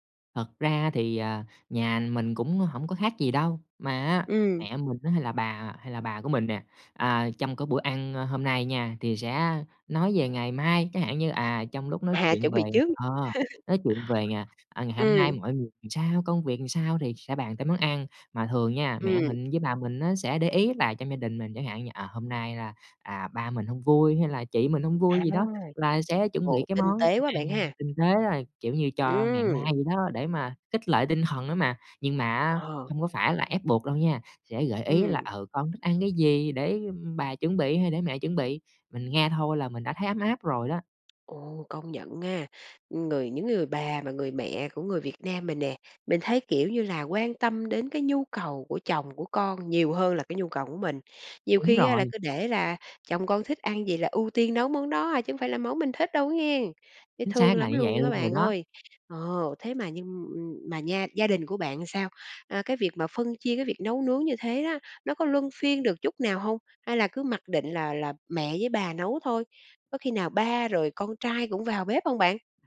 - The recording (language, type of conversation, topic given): Vietnamese, podcast, Bạn thường tổ chức bữa cơm gia đình như thế nào?
- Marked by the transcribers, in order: other background noise; "làm" said as "ừn"; laugh; "làm" said as "ừn"; tapping; background speech